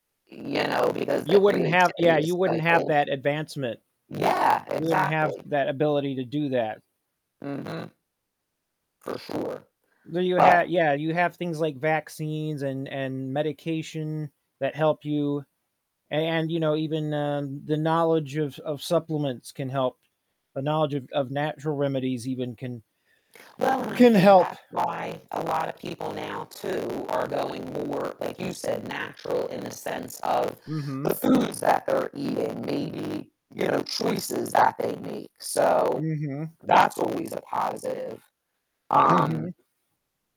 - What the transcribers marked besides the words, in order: distorted speech; tapping
- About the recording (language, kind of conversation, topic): English, unstructured, How do you think society can balance the need for order with the desire for creativity and innovation?